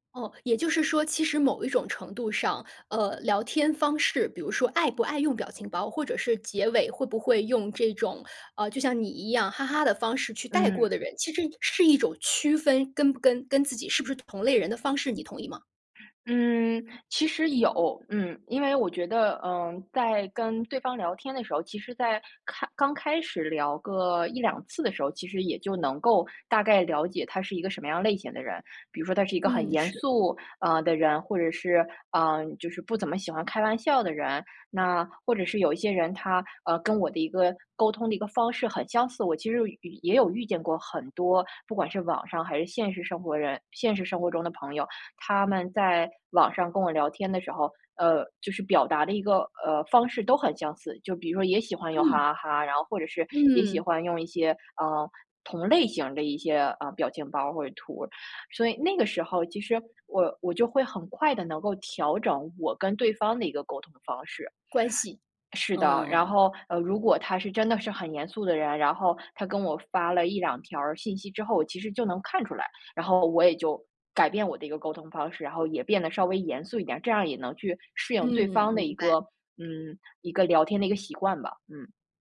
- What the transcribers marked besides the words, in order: other background noise; "也有" said as "又与"; "与" said as "遇"
- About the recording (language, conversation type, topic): Chinese, podcast, 你觉得表情包改变了沟通吗？